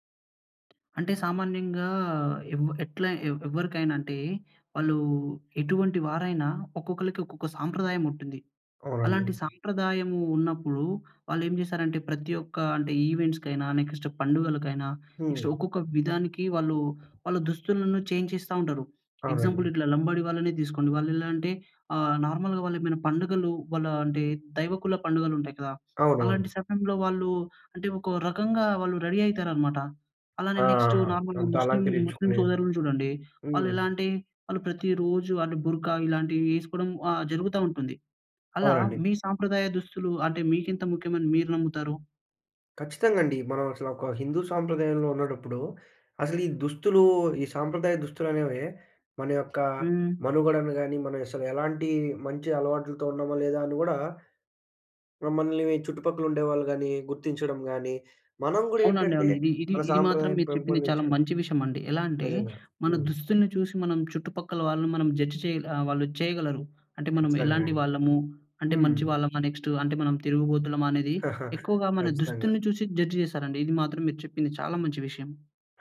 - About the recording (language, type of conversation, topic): Telugu, podcast, సాంప్రదాయ దుస్తులు మీకు ఎంత ముఖ్యం?
- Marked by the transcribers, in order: other background noise; in English: "నెక్స్ట్"; in English: "నెక్స్ట్"; in English: "చేంజ్"; in English: "ఎగ్జాంపుల్"; in English: "నార్మల్‌గా"; in English: "రెడీ"; in English: "నార్మల్‌గా"; in English: "జడ్జ్"; chuckle; in English: "జడ్జ్"